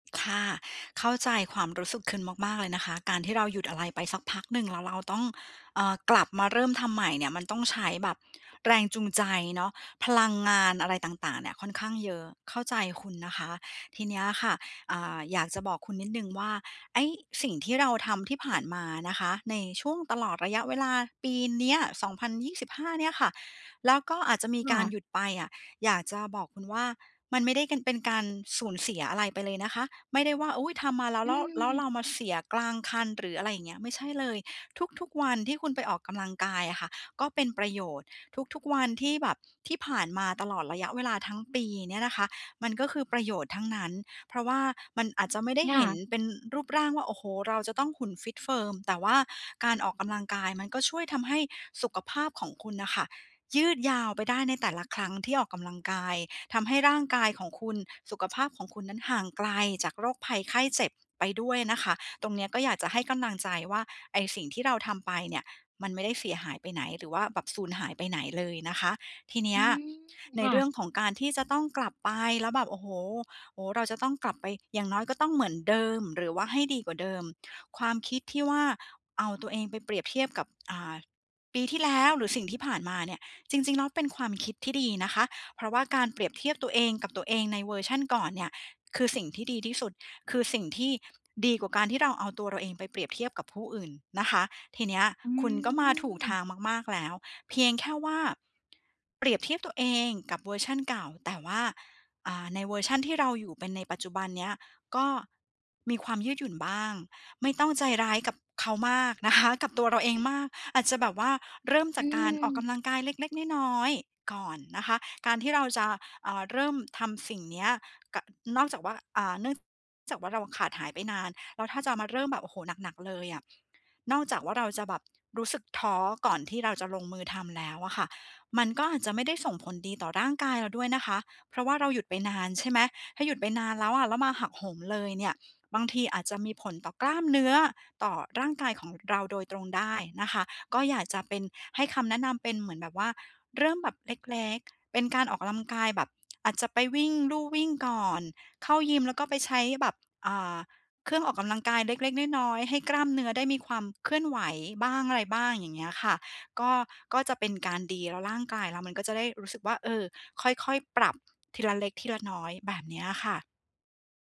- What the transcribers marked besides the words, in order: "คุณ" said as "คึน"; laughing while speaking: "คะ"; "ออกกำลังกาย" said as "ออกกะลัมกาย"
- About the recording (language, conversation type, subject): Thai, advice, จะเริ่มฟื้นฟูนิสัยเดิมหลังสะดุดอย่างไรให้กลับมาสม่ำเสมอ?